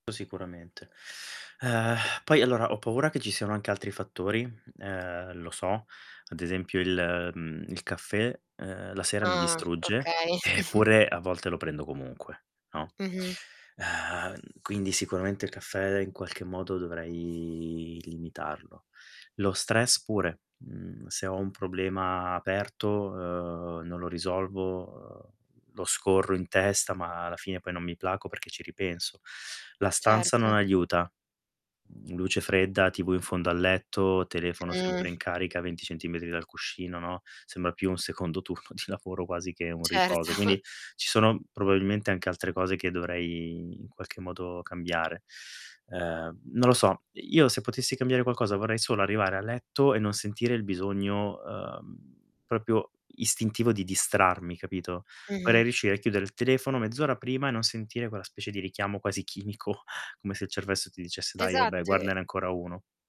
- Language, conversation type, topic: Italian, advice, Come posso affrontare un grande obiettivo quando mi sento sopraffatto e non so da dove iniziare?
- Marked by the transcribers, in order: sigh; tapping; laughing while speaking: "eppure"; snort; teeth sucking; other background noise; laughing while speaking: "turno"; distorted speech; laughing while speaking: "Certo"; "proprio" said as "propio"; chuckle; "cervello" said as "cervesso"